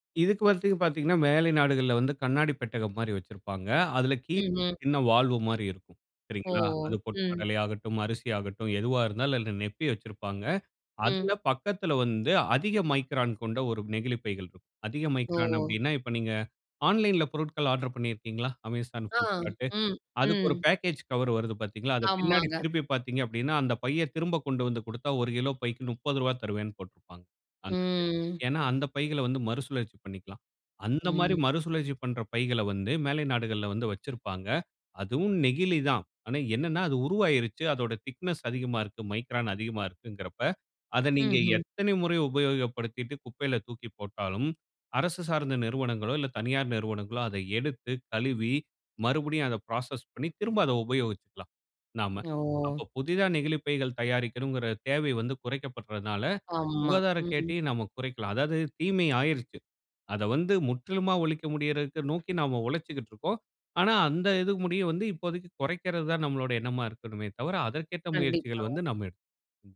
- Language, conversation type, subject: Tamil, podcast, பிளாஸ்டிக் பயன்பாட்டை தினசரி எப்படி குறைக்கலாம்?
- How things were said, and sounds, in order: "நிரப்பி" said as "நெப்பி"; in English: "மைக்ரான்"; in English: "மைக்ரான்"; drawn out: "ம்"; unintelligible speech; in English: "திக்னஸ்"; in English: "மைக்ரான்"; in English: "ப்ராசஸ்"; drawn out: "ஓ!"